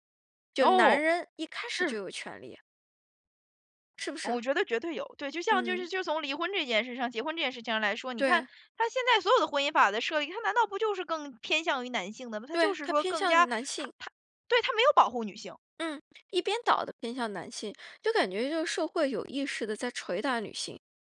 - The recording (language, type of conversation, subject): Chinese, advice, 我怎样才能让我的日常行动与我的价值观保持一致？
- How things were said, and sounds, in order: none